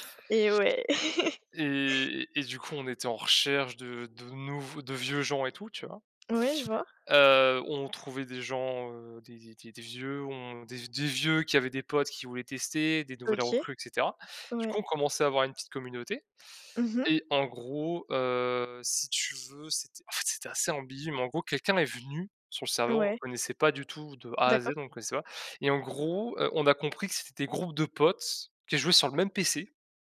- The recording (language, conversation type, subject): French, unstructured, Quelle situation vous a permis de révéler vos véritables valeurs personnelles ?
- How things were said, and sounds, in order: tapping; laugh